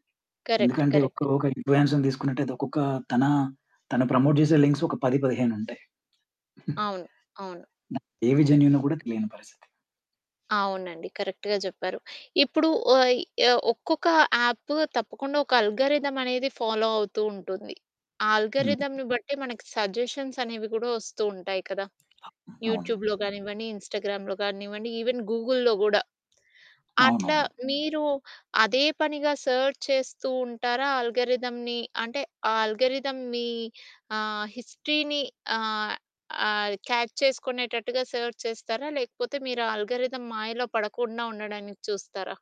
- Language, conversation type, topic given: Telugu, podcast, ఇన్ఫ్లువెన్సర్లు ఎక్కువగా నిజాన్ని చెబుతారా, లేక కేవలం ఆడంబరంగా చూపించడానికే మొగ్గు చూపుతారా?
- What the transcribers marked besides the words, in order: in English: "కరెక్ట్. కరెక్ట్"; distorted speech; in English: "ఇన్ఫ్లుయెన్స్‌ని"; in English: "ప్రమోట్"; giggle; other noise; in English: "జెన్యూనో"; in English: "కరెక్ట్‌గా"; in English: "అల్గారిథం"; in English: "ఫాలో"; in English: "ఆల్గారిథమ్‌ని"; in English: "సజెషన్స్"; other background noise; in English: "యూట్యూబ్‌లో"; in English: "ఇన్‌స్టాగ్రామ్‌లో"; in English: "ఈవెన్ గూగుల్‌లో"; static; in English: "సెర్చ్"; in English: "ఆల్గారిథమ్‌ని?"; in English: "ఆల్గారిథం"; in English: "హిస్టరీని"; in English: "క్యాచ్"; in English: "సెర్చ్"; in English: "ఆల్గారిథం"